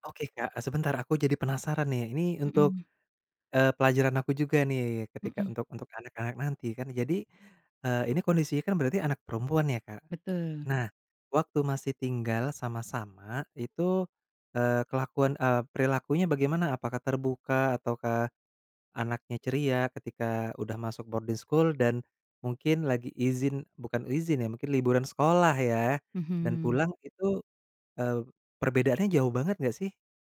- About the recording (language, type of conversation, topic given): Indonesian, podcast, Bisakah kamu menceritakan pengalaman saat komunikasi membuat hubungan keluarga jadi makin dekat?
- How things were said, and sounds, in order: in English: "boarding school"